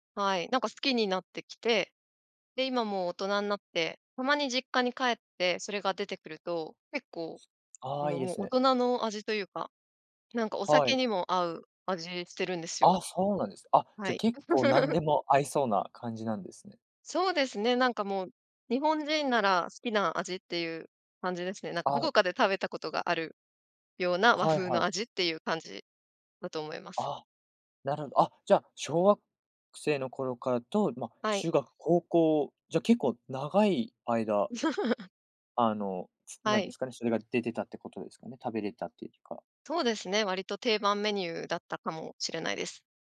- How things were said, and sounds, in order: other background noise; giggle; giggle
- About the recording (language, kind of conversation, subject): Japanese, podcast, おばあちゃんのレシピにはどんな思い出がありますか？